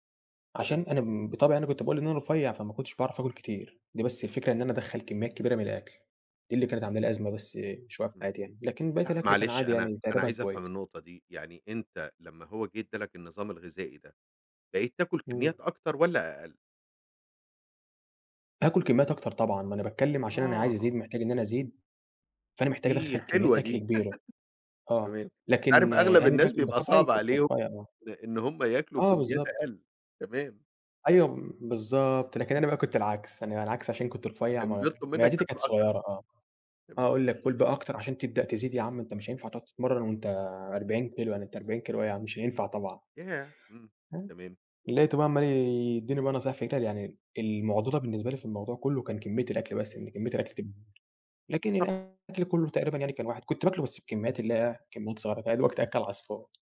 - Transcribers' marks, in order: laugh; tapping; unintelligible speech
- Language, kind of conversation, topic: Arabic, podcast, إزاي تقدر تمارس الرياضة بانتظام من غير ما تزهق؟